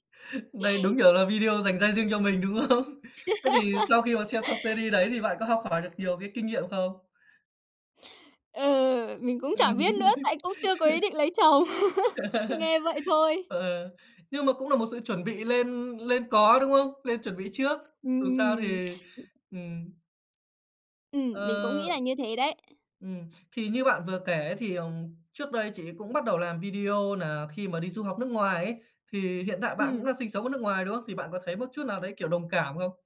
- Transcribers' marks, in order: other background noise; laughing while speaking: "đúng không?"; laugh; in English: "series"; tapping; laugh; laughing while speaking: "Ờ, ờ"; laughing while speaking: "chồng"; laugh; other noise
- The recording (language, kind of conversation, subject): Vietnamese, podcast, Ai là biểu tượng phong cách mà bạn ngưỡng mộ nhất?